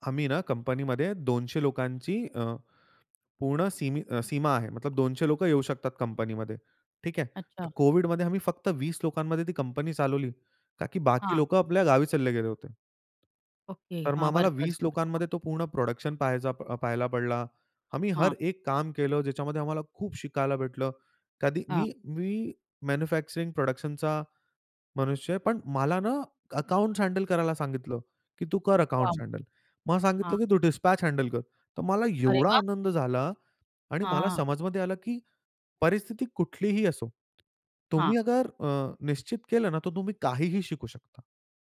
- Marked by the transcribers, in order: in Hindi: "मतलब"; tapping; in English: "वर्कर्स"; unintelligible speech; in English: "प्रोडक्शन"; in Hindi: "हर"; in English: "मॅन्युफॅक्चरिंग प्रोडक्शनचा"; in English: "हँडल"; in English: "हँडल"; in English: "डिस्पॅच हँडल"; in Hindi: "अगर"
- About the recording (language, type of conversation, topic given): Marathi, podcast, पगारापेक्षा कामाचा अर्थ तुम्हाला अधिक महत्त्वाचा का वाटतो?